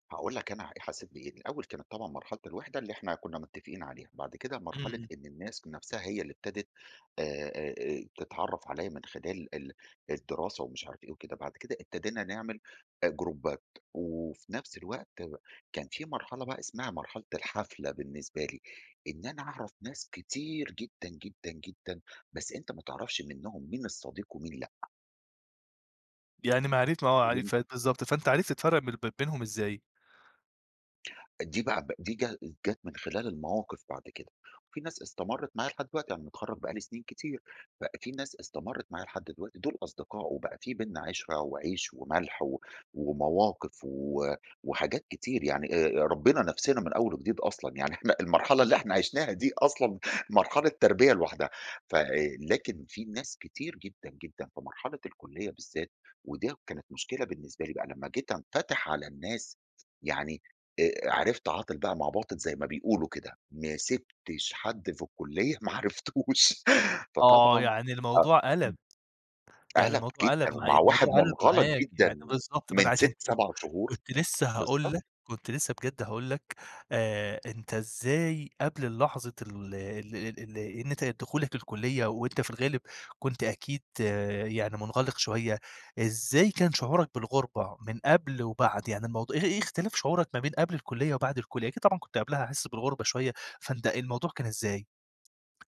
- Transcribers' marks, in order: in English: "جروبات"; laughing while speaking: "إحنا عِشناها دي أصلًا مرحلة تربية لوحدها"; tapping; laughing while speaking: "ما عرفتوش"
- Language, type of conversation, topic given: Arabic, podcast, احكيلي عن أول مرة حسّيت إنك بتنتمي لمجموعة؟
- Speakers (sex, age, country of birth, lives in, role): male, 25-29, Egypt, Egypt, host; male, 40-44, Egypt, Egypt, guest